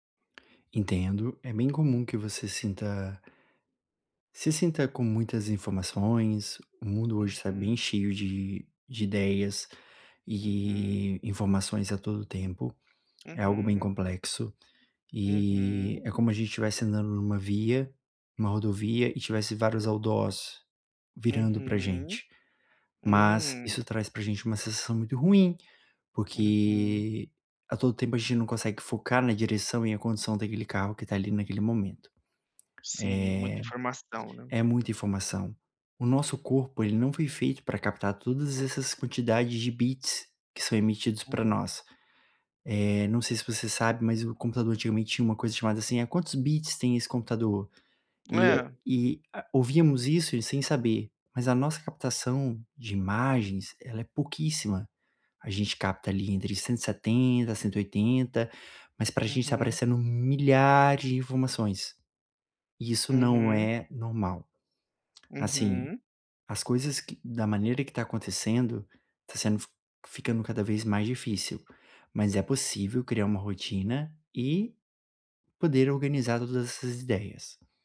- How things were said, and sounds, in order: tapping; in English: "outdoors"; other background noise; in English: "bits"; in English: "bits"
- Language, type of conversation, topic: Portuguese, advice, Como posso organizar meus rascunhos e ideias de forma simples?